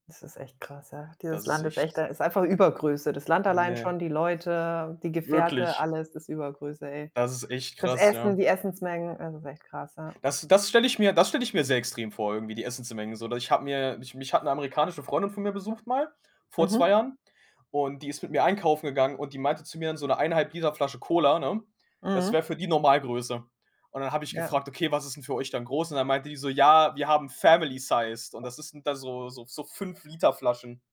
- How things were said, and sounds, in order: tapping; other background noise; in English: "Family-sized"
- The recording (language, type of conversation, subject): German, unstructured, Was ist dein größtes Ziel, das du in den nächsten fünf Jahren erreichen möchtest?